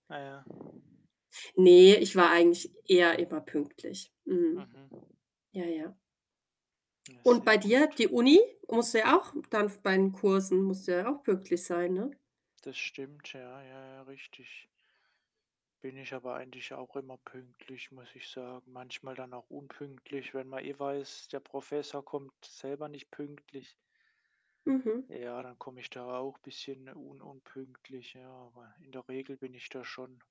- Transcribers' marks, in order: other background noise; tapping
- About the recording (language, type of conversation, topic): German, unstructured, Wie stehst du zu Menschen, die ständig zu spät kommen?